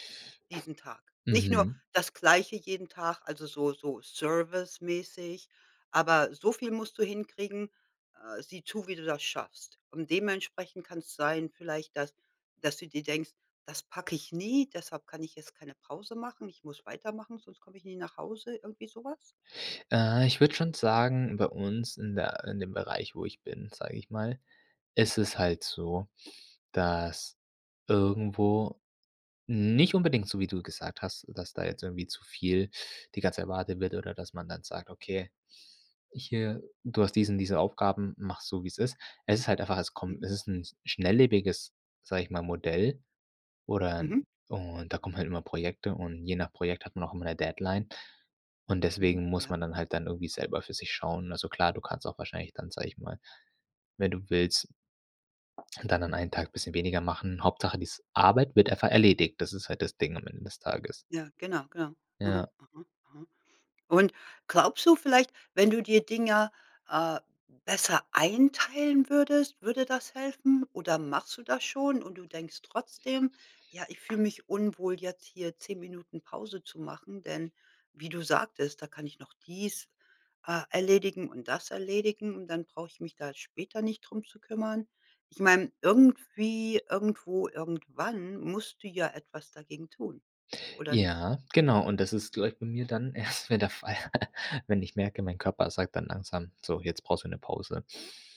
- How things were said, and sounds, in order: other background noise; laughing while speaking: "erst mal der Fall"; chuckle
- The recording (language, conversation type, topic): German, podcast, Wie gönnst du dir eine Pause ohne Schuldgefühle?